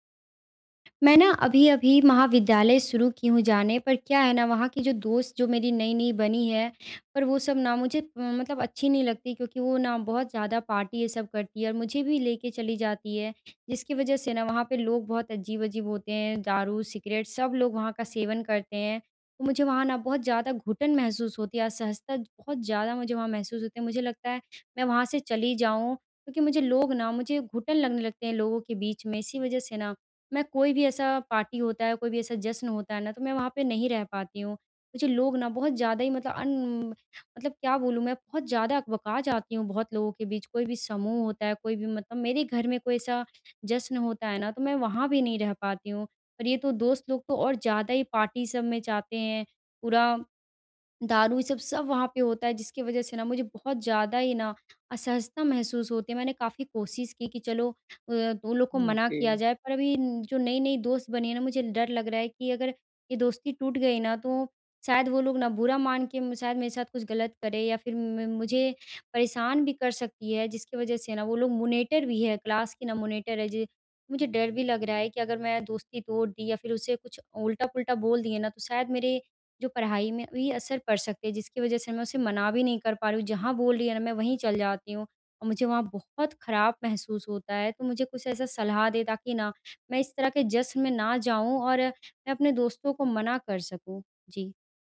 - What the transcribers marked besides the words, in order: in English: "पार्टी"; in English: "पार्टी"; in English: "पार्टी"; tapping; in English: "ओके"; in English: "मॉनिटर"; in English: "क्लास"; in English: "मॉनिटर"
- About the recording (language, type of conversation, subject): Hindi, advice, दोस्तों के साथ जश्न में मुझे अक्सर असहजता क्यों महसूस होती है?